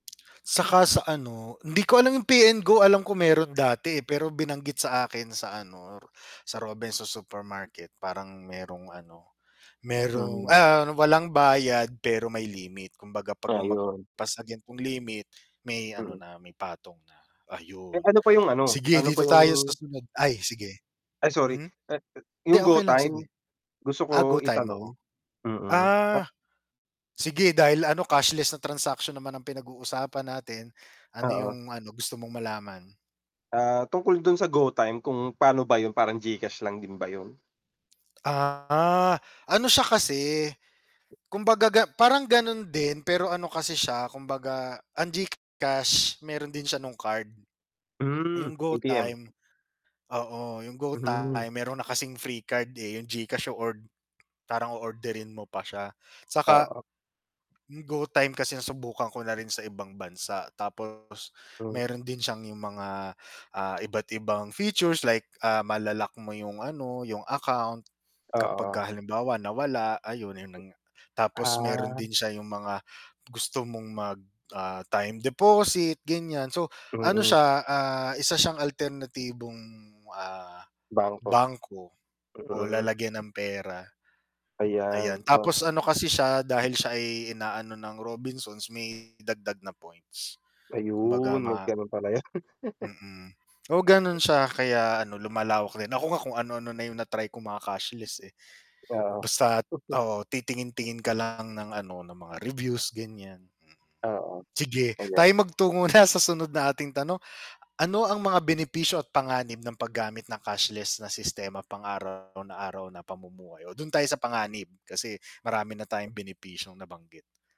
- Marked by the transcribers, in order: tongue click; static; other background noise; distorted speech; mechanical hum; laughing while speaking: "'yun"; laugh; chuckle; laughing while speaking: "na"
- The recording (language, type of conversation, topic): Filipino, unstructured, Ano ang opinyon mo sa paglaganap ng mga transaksyong hindi gumagamit ng salapi?